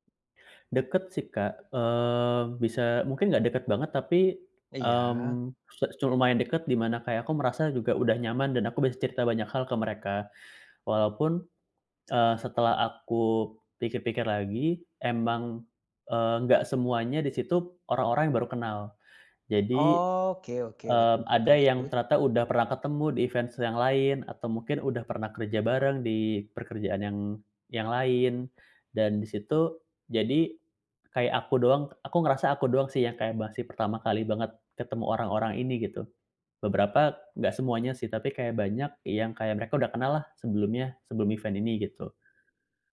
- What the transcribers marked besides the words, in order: "situ" said as "situp"; in English: "event"; "pekerjaan" said as "perkerjaan"; "masih" said as "basih"; in English: "event"
- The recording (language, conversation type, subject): Indonesian, advice, Bagaimana cara mengatasi rasa canggung saat merayakan sesuatu bersama kelompok?